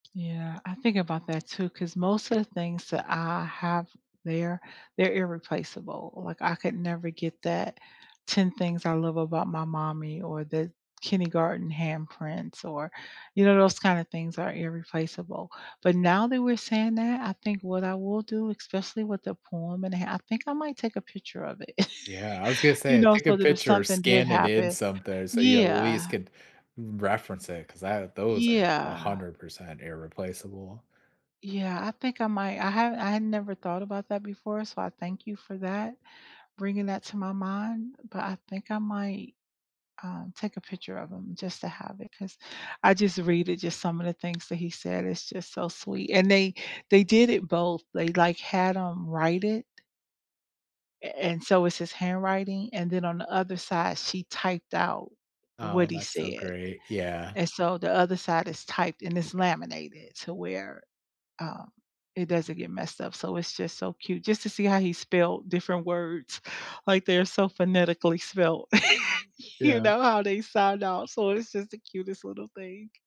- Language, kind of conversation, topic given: English, unstructured, Which meaningful item on your desk or shelf best tells a story about you, and why?
- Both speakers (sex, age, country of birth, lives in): female, 55-59, United States, United States; male, 40-44, United States, United States
- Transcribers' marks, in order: tapping; chuckle; "something" said as "somethere"; other background noise; laugh